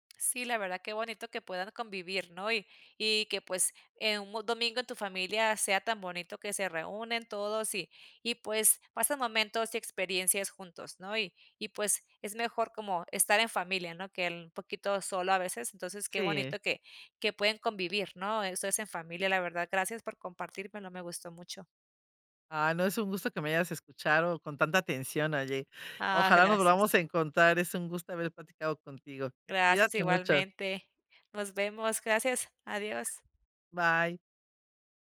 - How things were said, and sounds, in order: "escuchado" said as "escucharo"
- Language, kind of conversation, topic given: Spanish, podcast, ¿Cómo se vive un domingo típico en tu familia?